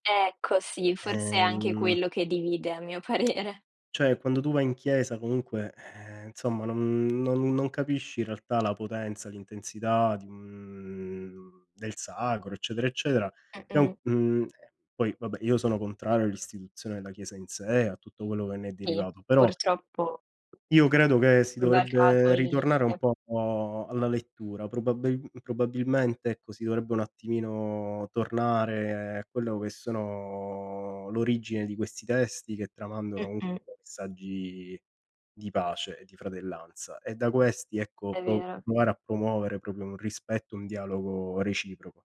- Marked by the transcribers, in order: laughing while speaking: "parere"; tsk; drawn out: "un"; tapping; unintelligible speech; other background noise; drawn out: "sono"; "proprio" said as "propio"
- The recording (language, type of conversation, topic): Italian, unstructured, La religione può creare divisioni tra le persone?